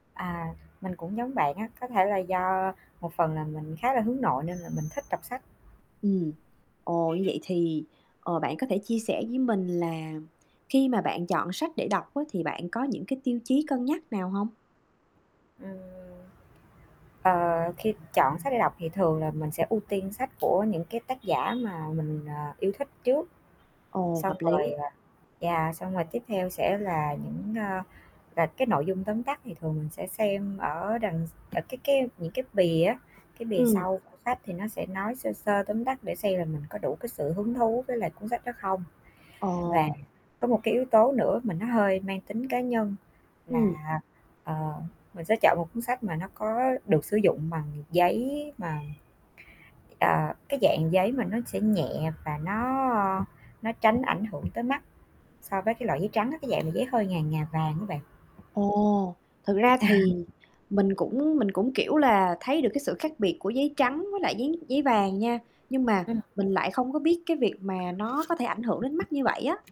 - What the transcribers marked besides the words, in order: static; other background noise; horn; tapping; distorted speech; laughing while speaking: "À"
- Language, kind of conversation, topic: Vietnamese, unstructured, Bạn chọn sách để đọc như thế nào?